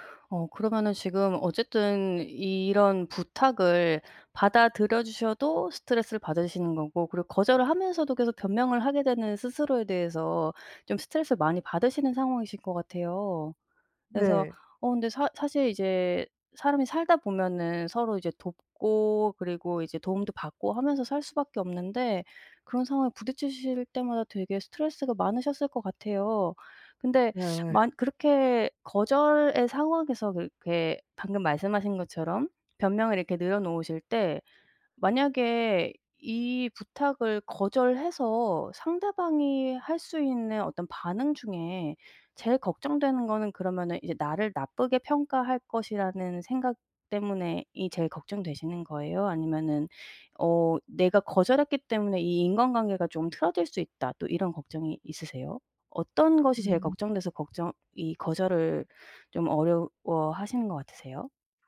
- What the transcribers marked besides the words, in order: teeth sucking
- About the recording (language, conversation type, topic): Korean, advice, 어떻게 하면 죄책감 없이 다른 사람의 요청을 자연스럽게 거절할 수 있을까요?